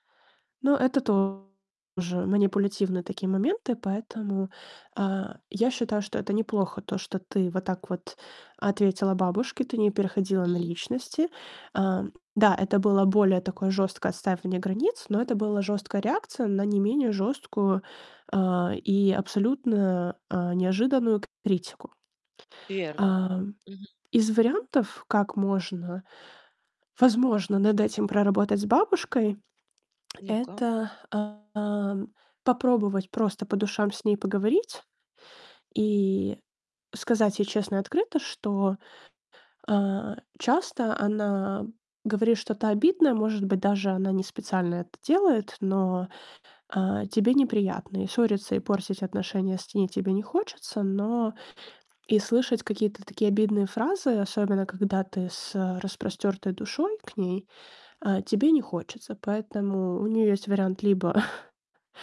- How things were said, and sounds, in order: distorted speech; chuckle
- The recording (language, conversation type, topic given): Russian, advice, Как устанавливать границы, когда критика задевает, и когда лучше отступить?